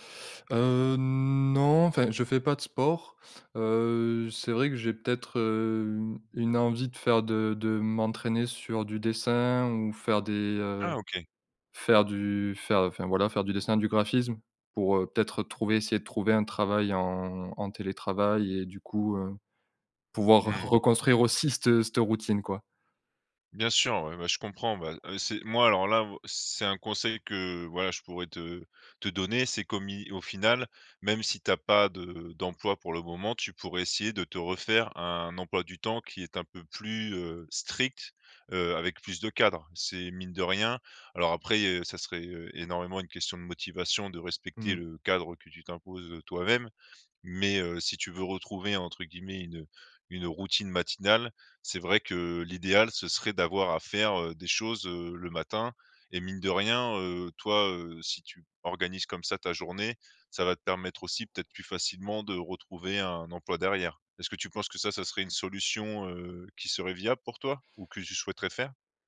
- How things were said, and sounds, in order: drawn out: "non"; stressed: "strict"
- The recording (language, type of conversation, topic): French, advice, Difficulté à créer une routine matinale stable